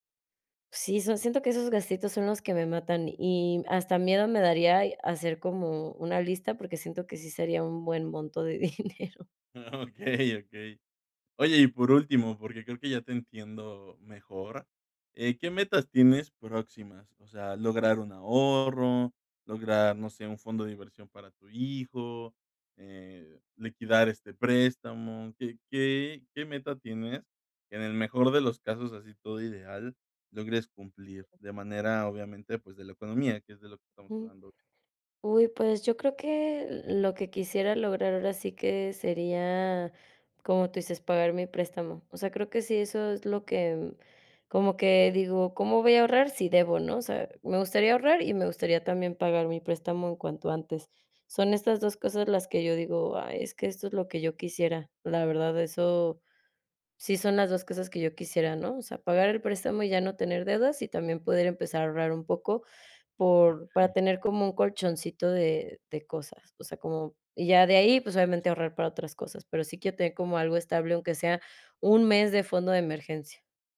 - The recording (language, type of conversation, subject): Spanish, advice, ¿Cómo puedo cambiar mis hábitos de gasto para ahorrar más?
- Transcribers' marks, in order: laughing while speaking: "dinero"; laughing while speaking: "Okey, okey"; tapping; inhale; other background noise; inhale